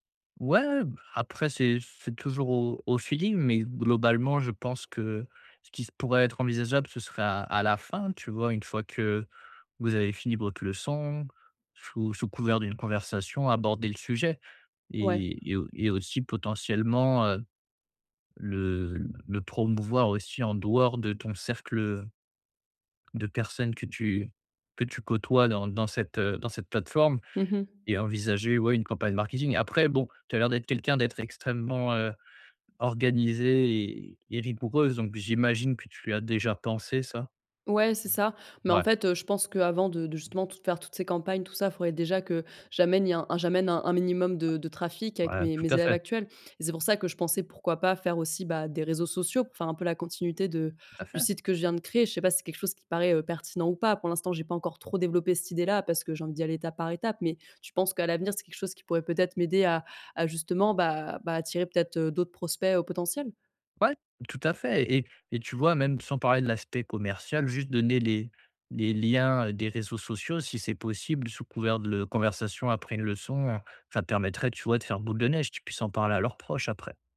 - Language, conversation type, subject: French, advice, Comment puis-je me faire remarquer au travail sans paraître vantard ?
- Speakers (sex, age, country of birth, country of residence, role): female, 25-29, France, France, user; male, 25-29, France, France, advisor
- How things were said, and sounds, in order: other background noise; tapping